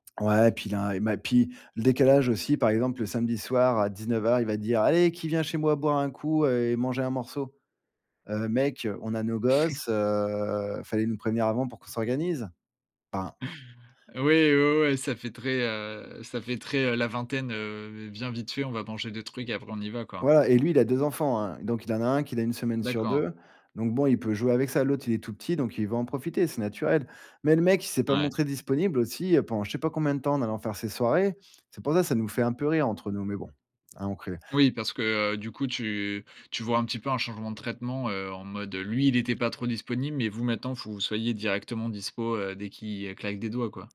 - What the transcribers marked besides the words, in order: chuckle; drawn out: "heu"; unintelligible speech
- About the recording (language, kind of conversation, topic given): French, podcast, Comment as-tu trouvé ta tribu pour la première fois ?